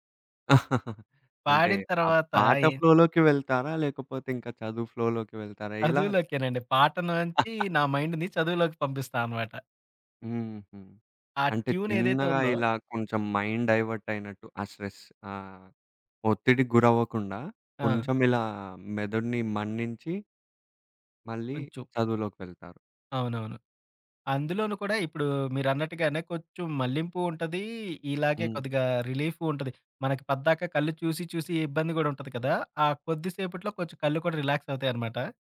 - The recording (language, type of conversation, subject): Telugu, podcast, ఫ్లోలోకి మీరు సాధారణంగా ఎలా చేరుకుంటారు?
- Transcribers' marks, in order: chuckle; in English: "ఫ్లోలోకి"; in English: "ఫ్లోలోకి"; giggle; chuckle; in English: "మైండ్‌ని"; in English: "మైండ్ డైవర్ట్"; in English: "స్ట్రెస్"; in English: "రిలాక్స్"